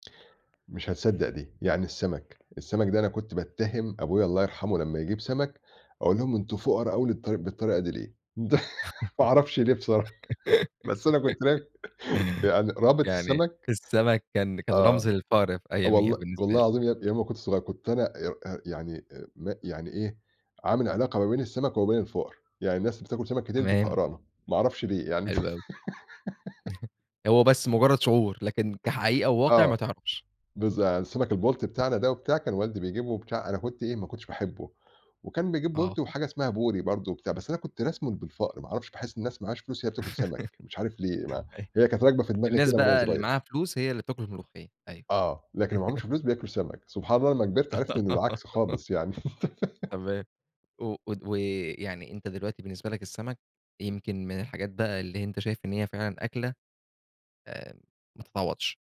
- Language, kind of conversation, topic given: Arabic, podcast, إيه هي الأكلة اللي من بلدك وبتحس إنها بتمثّلك؟
- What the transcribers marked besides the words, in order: giggle; laugh; laughing while speaking: "ما أعرفش ليه بصراحة، بس أنا كنت بك"; chuckle; chuckle; laugh; laugh; other background noise; laugh; laugh